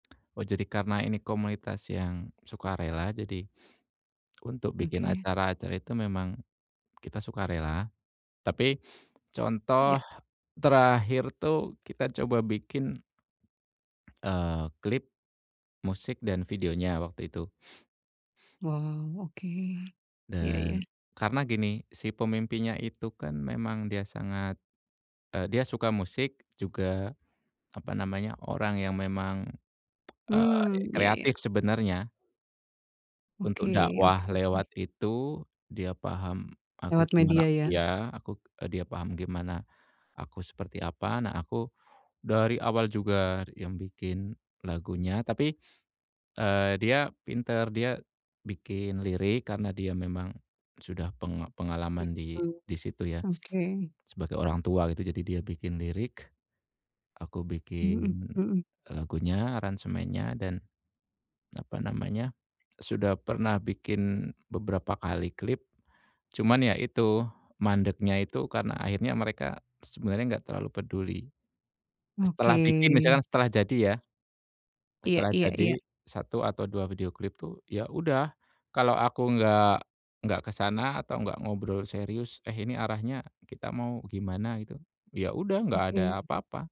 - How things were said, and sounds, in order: tapping; other background noise
- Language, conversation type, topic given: Indonesian, advice, Apa yang sebaiknya saya lakukan jika merasa kontribusi saya di komunitas tidak dihargai?